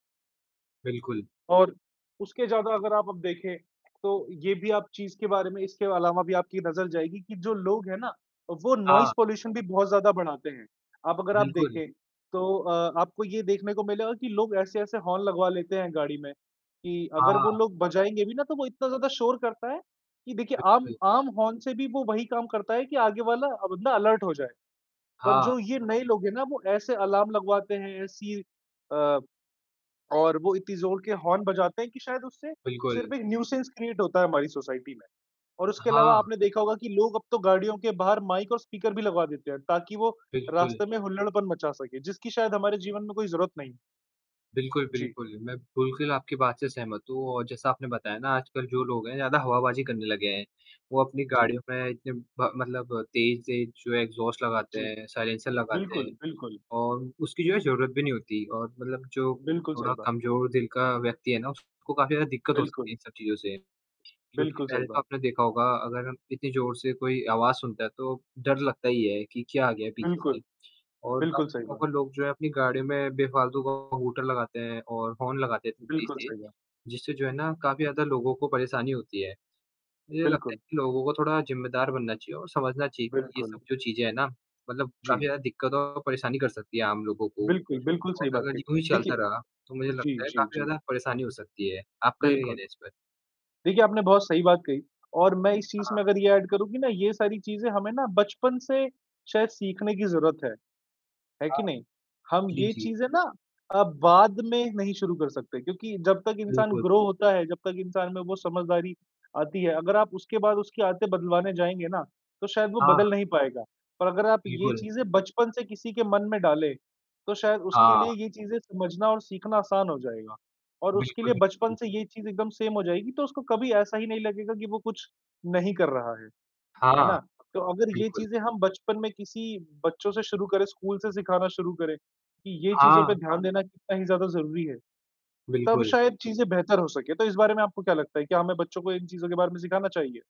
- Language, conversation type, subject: Hindi, unstructured, आपके आस-पास प्रदूषण के कारण आपको किन-किन दिक्कतों का सामना करना पड़ता है?
- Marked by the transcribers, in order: static; in English: "नोइस पॉल्यूशन"; distorted speech; in English: "अलर्ट"; in English: "न्यूसेंस क्रिएट"; in English: "एक्सहॉस्ट"; in English: "साइलेंसर"; in English: "एड"; in English: "ग्रो"; in English: "सेम"